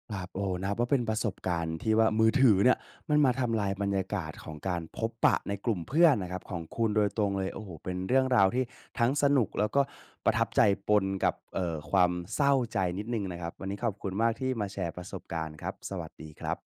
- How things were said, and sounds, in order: tapping
- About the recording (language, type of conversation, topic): Thai, podcast, เคยมีประสบการณ์ที่มือถือทำลายบรรยากาศการพบปะไหม?